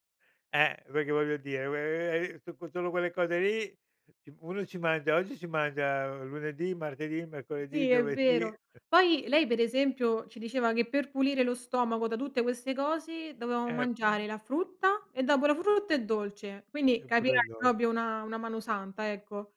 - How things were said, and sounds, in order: "perché" said as "pecchè"; unintelligible speech; chuckle; other background noise; "proprio" said as "propio"
- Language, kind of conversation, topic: Italian, podcast, Com'è cambiata la cucina di casa tra le generazioni?